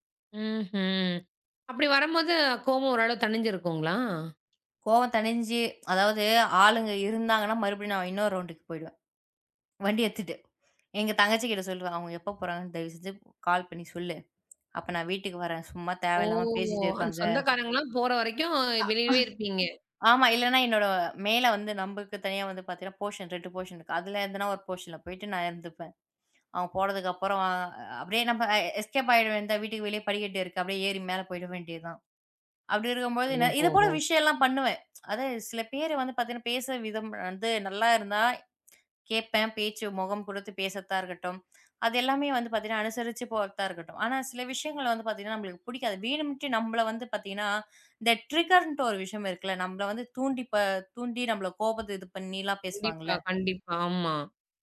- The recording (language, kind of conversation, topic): Tamil, podcast, கோபம் வந்தால் அதை எப்படி கையாளுகிறீர்கள்?
- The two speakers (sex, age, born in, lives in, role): female, 20-24, India, India, guest; female, 35-39, India, India, host
- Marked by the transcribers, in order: drawn out: "ஓ"; chuckle; in English: "போஷன்"; in English: "போர்ஷன்"; in English: "போர்ஷனில்"; other noise; in English: "எஸ்கேப்"; tsk; in English: "ட்ரிகர்"